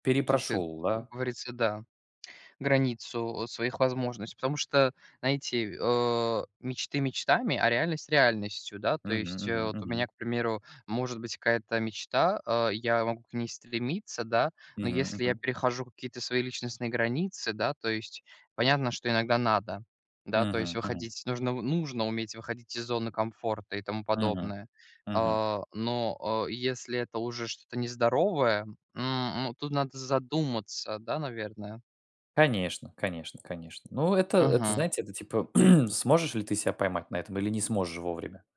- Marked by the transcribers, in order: throat clearing
- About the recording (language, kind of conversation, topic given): Russian, unstructured, Почему, по-вашему, мечты так важны для нас?